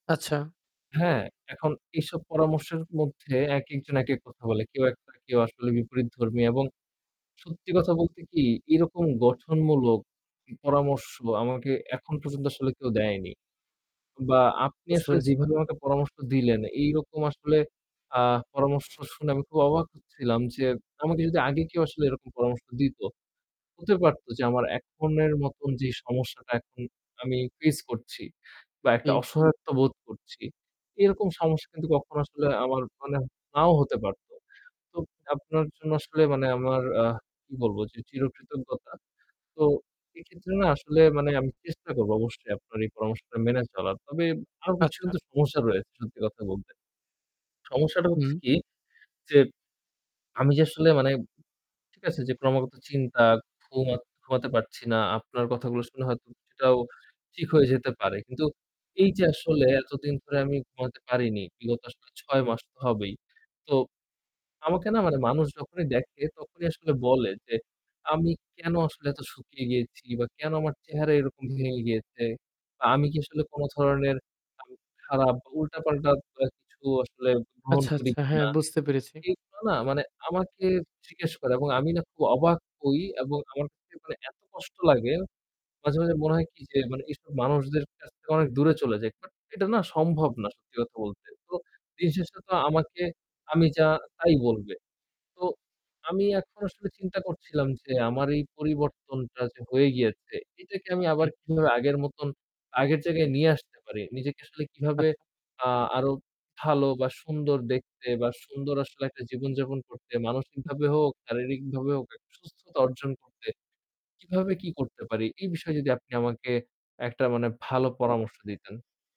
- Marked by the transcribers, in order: static; distorted speech; unintelligible speech; tapping; unintelligible speech
- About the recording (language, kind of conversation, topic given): Bengali, advice, রাতে ঘুম না হওয়া ও ক্রমাগত চিন্তা আপনাকে কীভাবে প্রভাবিত করছে?